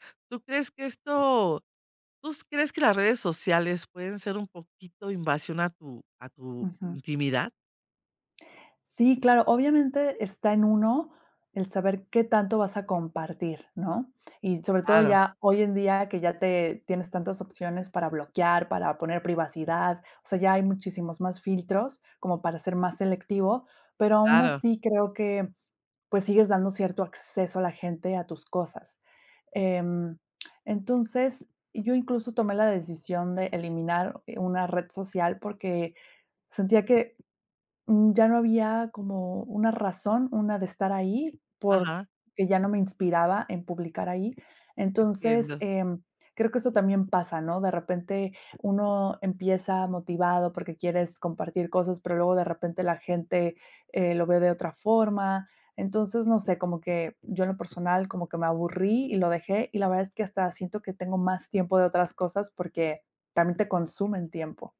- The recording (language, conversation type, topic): Spanish, podcast, ¿Qué límites estableces entre tu vida personal y tu vida profesional en redes sociales?
- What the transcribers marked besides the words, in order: tapping; "Tú" said as "tús"